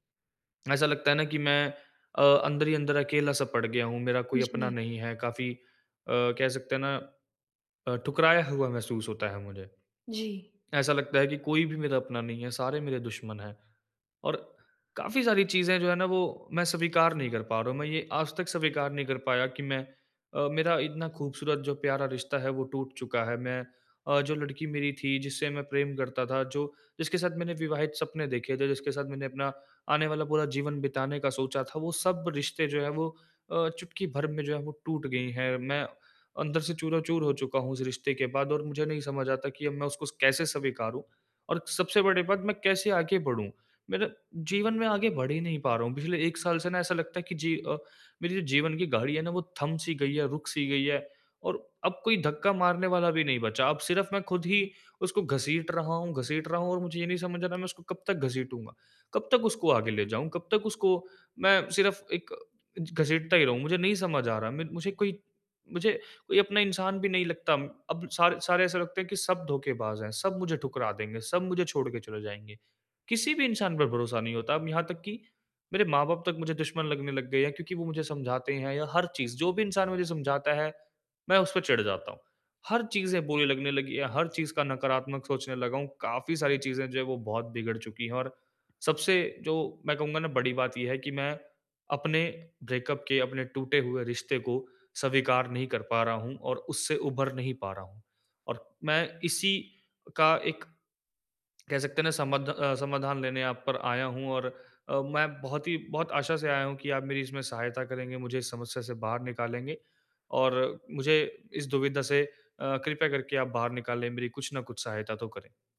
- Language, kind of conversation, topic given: Hindi, advice, टूटे रिश्ते को स्वीकार कर आगे कैसे बढ़ूँ?
- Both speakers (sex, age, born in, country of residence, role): female, 18-19, India, India, advisor; male, 20-24, India, India, user
- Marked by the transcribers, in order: in English: "ब्रेकअप"